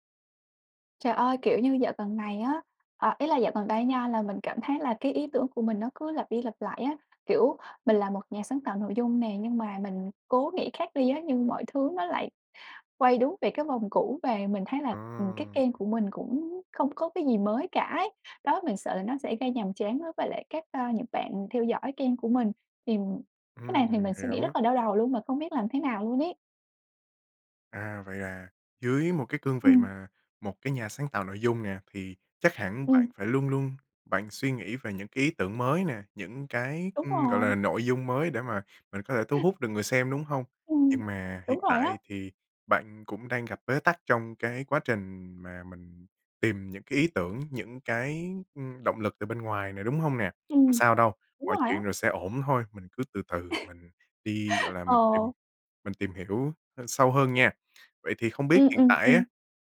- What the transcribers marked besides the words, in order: tapping; laugh; laugh
- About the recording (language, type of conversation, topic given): Vietnamese, advice, Cảm thấy bị lặp lại ý tưởng, muốn đổi hướng nhưng bế tắc